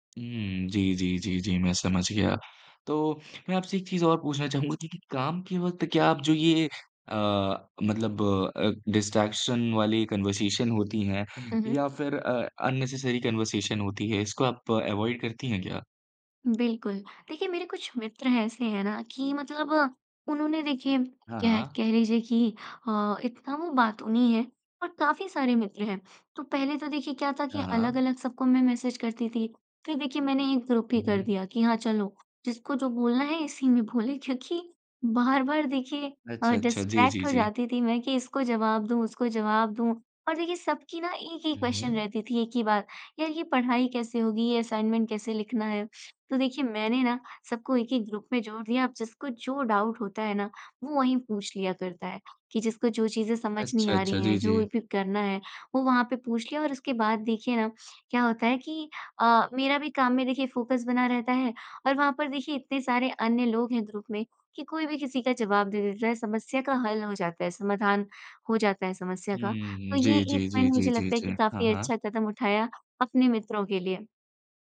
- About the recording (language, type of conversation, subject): Hindi, podcast, काम में एकाग्रता बनाए रखने के लिए आपकी कौन-सी आदतें मदद करती हैं?
- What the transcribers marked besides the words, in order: tapping; in English: "डिस्ट्रैक्शन"; in English: "कन्वर्सेशन"; in English: "अननेसेसरी कन्वर्सेशन"; in English: "अवॉइड"; in English: "ग्रुप"; laughing while speaking: "इसी में बोले क्योंकि बार-बार देखिए"; in English: "डिस्ट्रैक्ट"; in English: "क्वेश्चन"; in English: "असाइनमेंट"; in English: "ग्रुप"; in English: "डाउट"; in English: "फोकस"; in English: "ग्रुप"; in English: "पॉइंट"